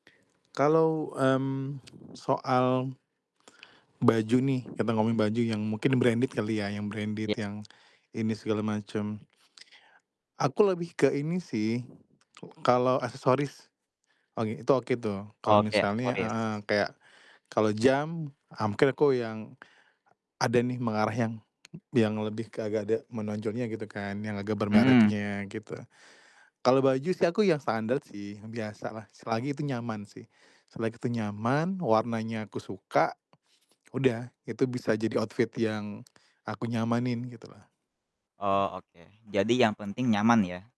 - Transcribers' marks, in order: tsk; in English: "branded"; in English: "branded"; distorted speech; tapping; in English: "outfit"; other background noise
- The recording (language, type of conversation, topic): Indonesian, podcast, Bagaimana kamu mendeskripsikan gaya berpakaianmu sehari-hari?